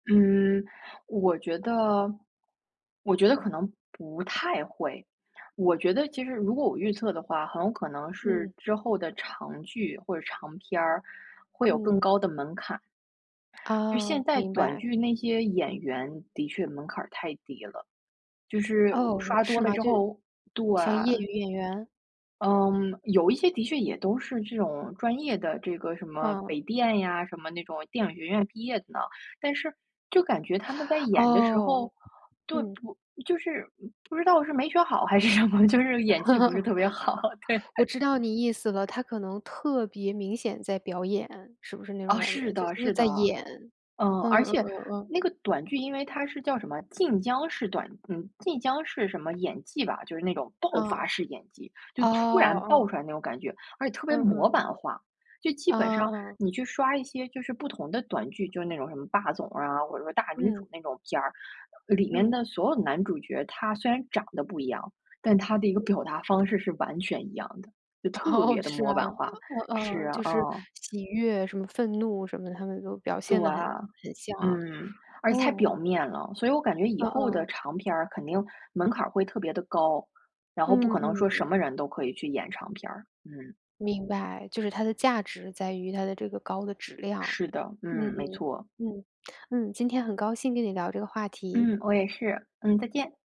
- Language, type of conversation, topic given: Chinese, podcast, 为什么越来越多人更爱刷短视频，而不是看长视频内容？
- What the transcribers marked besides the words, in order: tapping; laughing while speaking: "还是什么，就是演技不是特别好，对"; laugh; laughing while speaking: "哦，是啊"; other noise